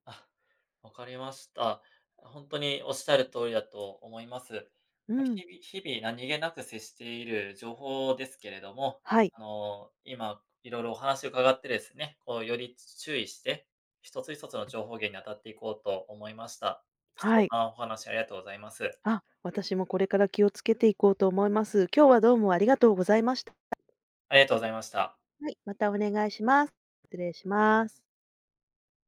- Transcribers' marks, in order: other background noise
- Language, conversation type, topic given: Japanese, podcast, 普段、情報源の信頼性をどのように判断していますか？